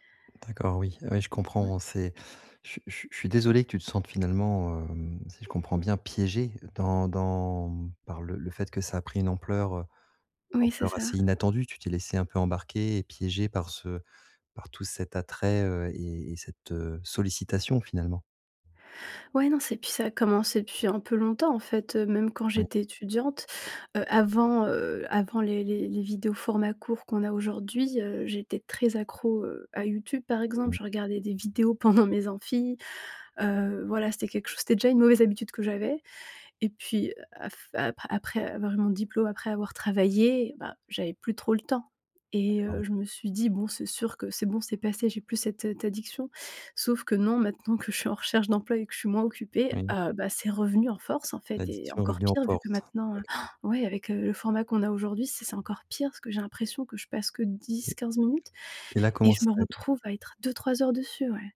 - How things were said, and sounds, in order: other background noise; laughing while speaking: "pendant"; "addiction" said as "taddiction"; gasp
- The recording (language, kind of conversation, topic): French, advice, Comment puis-je sortir de l’ennui et réduire le temps que je passe sur mon téléphone ?